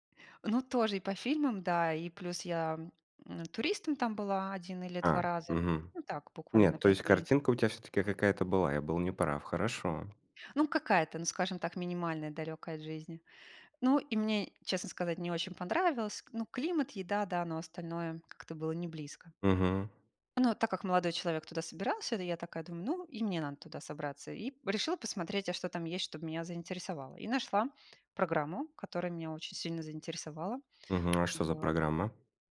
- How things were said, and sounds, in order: tapping
- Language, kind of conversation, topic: Russian, podcast, Что вы выбираете — стабильность или перемены — и почему?